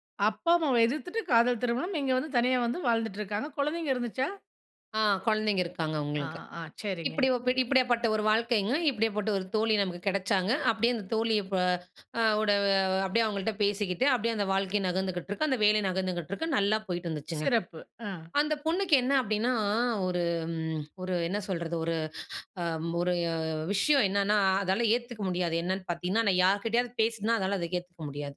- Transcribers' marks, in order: none
- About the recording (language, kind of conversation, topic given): Tamil, podcast, நம்பிக்கையை உடைக்காமல் சர்ச்சைகளை தீர்க்க எப்படி செய்கிறீர்கள்?